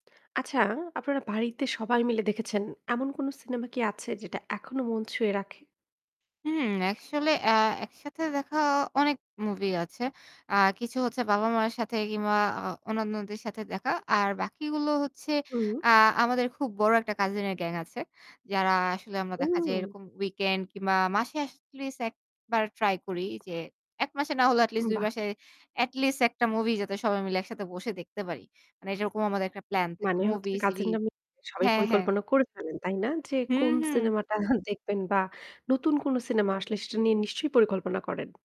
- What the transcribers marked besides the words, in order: static; "আসলে" said as "এসলে"; tapping; "এটলিস্ট" said as "এসলিস্ট"; distorted speech; laughing while speaking: "সিনেমাটা"
- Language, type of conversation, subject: Bengali, podcast, পরিবারের সবাই মিলে বাড়িতে দেখা কোন সিনেমাটা আজও আপনাকে নাড়া দেয়?